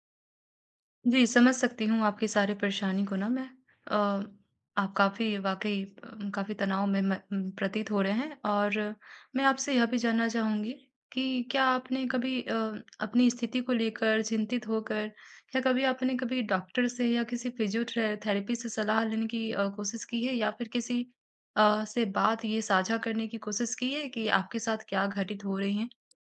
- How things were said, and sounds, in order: in English: "फिजियोट्रे थेरेपी"
- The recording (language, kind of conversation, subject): Hindi, advice, चोट के बाद मैं खुद को मानसिक रूप से कैसे मजबूत और प्रेरित रख सकता/सकती हूँ?